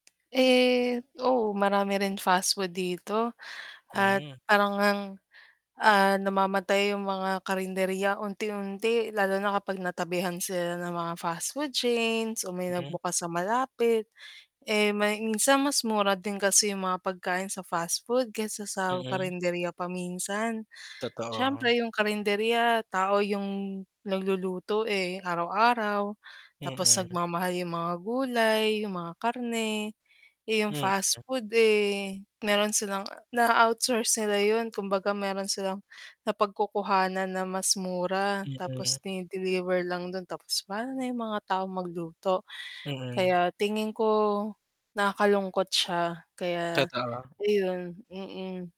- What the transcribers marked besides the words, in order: tapping; static; distorted speech; other background noise
- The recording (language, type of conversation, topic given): Filipino, unstructured, Ano ang palagay mo sa mga tanikalang kainan na nagpapahina sa maliliit na kainan?